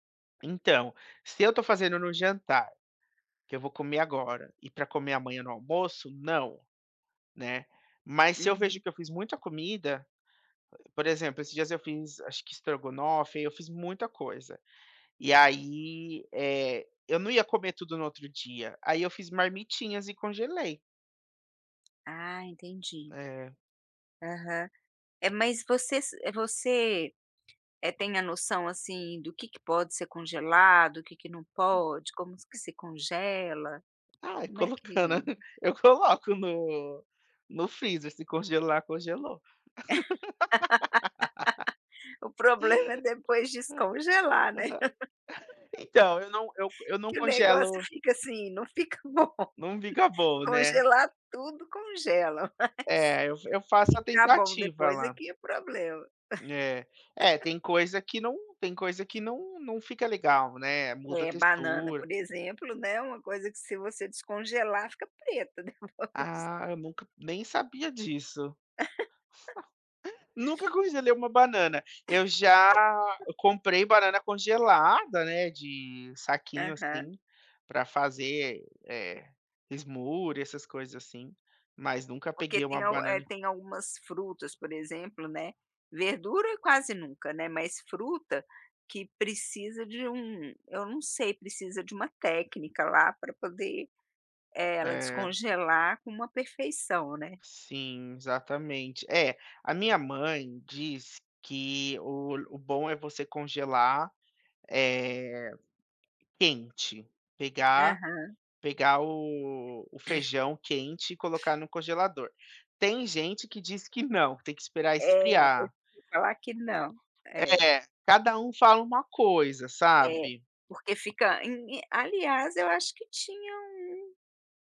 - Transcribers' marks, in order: tapping; other background noise; laughing while speaking: "colocando, eu coloco no"; laugh; laugh; laughing while speaking: "fica bom"; laughing while speaking: "mas"; chuckle; laughing while speaking: "depois"; chuckle; chuckle; in English: "smoothie"; throat clearing
- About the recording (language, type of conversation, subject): Portuguese, podcast, Como você escolhe o que vai cozinhar durante a semana?